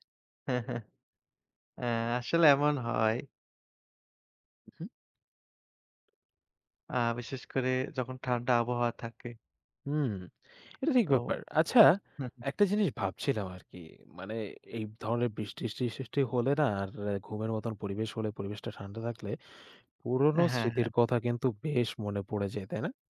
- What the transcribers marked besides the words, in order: chuckle; chuckle
- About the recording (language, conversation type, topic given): Bengali, unstructured, তোমার প্রিয় শিক্ষক কে এবং কেন?
- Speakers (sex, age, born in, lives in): male, 20-24, Bangladesh, Bangladesh; male, 25-29, Bangladesh, Bangladesh